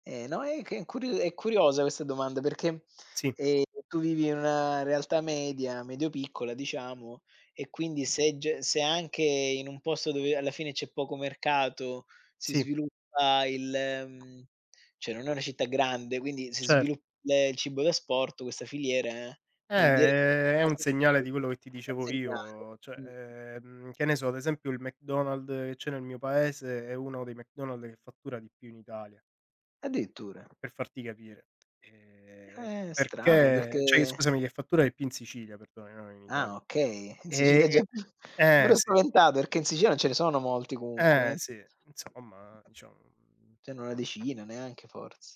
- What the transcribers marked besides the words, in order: other background noise; "cioè" said as "ceh"; unintelligible speech; "McDonald's" said as "McDonald"; "McDonald's" said as "McDonald"; tapping; "cioè" said as "ceh"; drawn out: "E"; chuckle
- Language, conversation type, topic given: Italian, unstructured, Come decidi se cucinare a casa oppure ordinare da asporto?